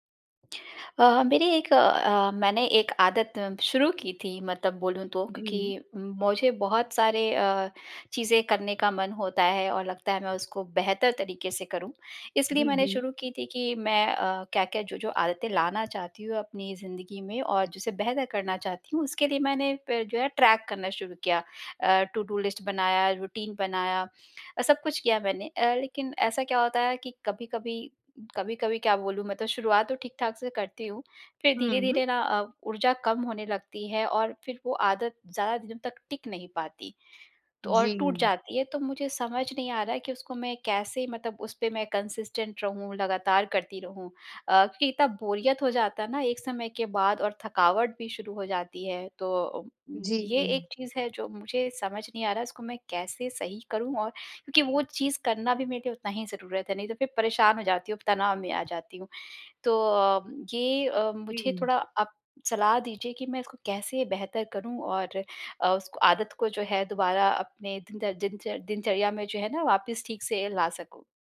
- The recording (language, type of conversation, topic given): Hindi, advice, दिनचर्या लिखने और आदतें दर्ज करने की आदत कैसे टूट गई?
- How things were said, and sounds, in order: in English: "ट्रैक"; in English: "टूडू लिस्ट"; in English: "रूटीन"; in English: "कंसिस्टेंट"